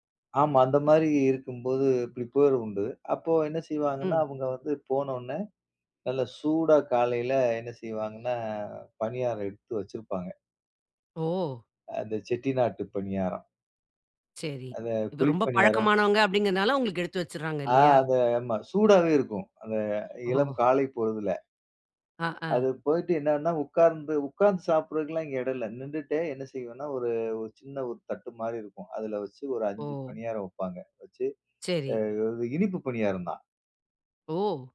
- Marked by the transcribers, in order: surprised: "ஓ!"; surprised: "ஆ! அந்த ஆமா"; laughing while speaking: "ஓ!"; surprised: "ஓ!"
- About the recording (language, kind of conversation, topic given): Tamil, podcast, தினசரி நடைப்பயணத்தில் நீங்கள் கவனிக்கும் மற்றும் புதிதாகக் கண்டுபிடிக்கும் விஷயங்கள் என்னென்ன?